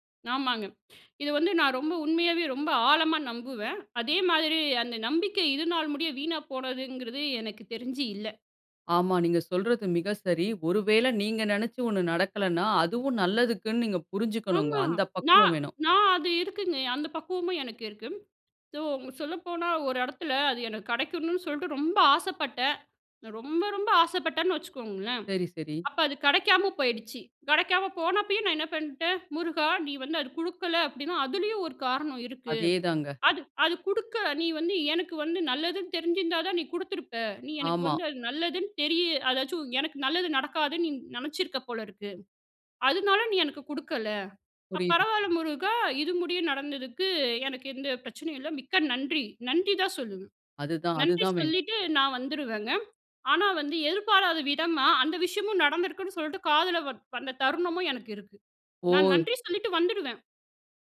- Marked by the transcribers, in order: other noise; tapping
- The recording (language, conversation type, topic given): Tamil, podcast, உங்கள் குழந்தைப் பருவத்தில் உங்களுக்கு உறுதுணையாக இருந்த ஹீரோ யார்?